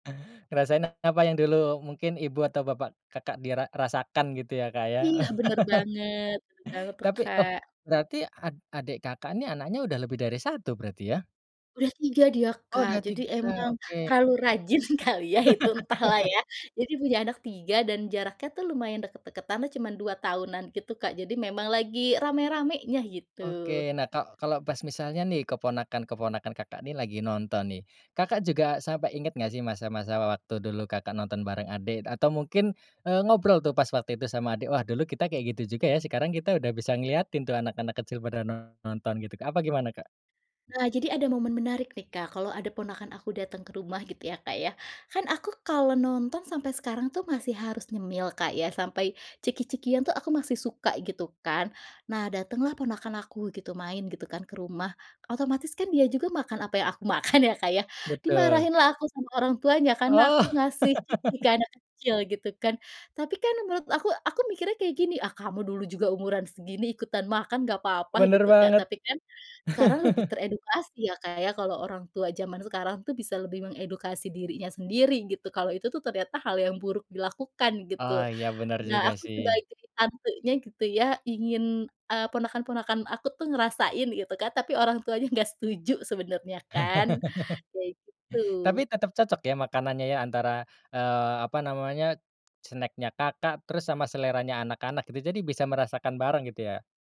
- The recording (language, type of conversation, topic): Indonesian, podcast, Apakah ada camilan yang selalu kamu kaitkan dengan momen menonton di masa lalu?
- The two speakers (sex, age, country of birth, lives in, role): female, 35-39, Indonesia, Indonesia, guest; male, 30-34, Indonesia, Indonesia, host
- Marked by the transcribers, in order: laugh; unintelligible speech; laughing while speaking: "rajin"; laugh; other background noise; laughing while speaking: "makan"; laugh; chuckle; laugh